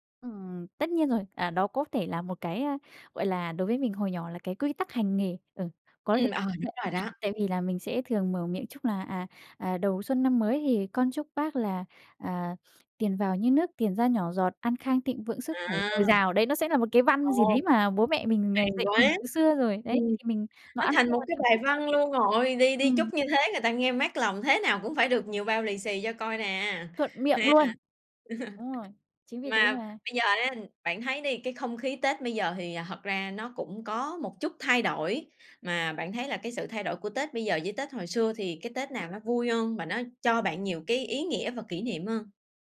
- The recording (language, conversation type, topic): Vietnamese, podcast, Bạn có thể kể về một kỷ niệm Tết gia đình đáng nhớ của bạn không?
- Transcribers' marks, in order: unintelligible speech; tapping; sniff; other background noise; laugh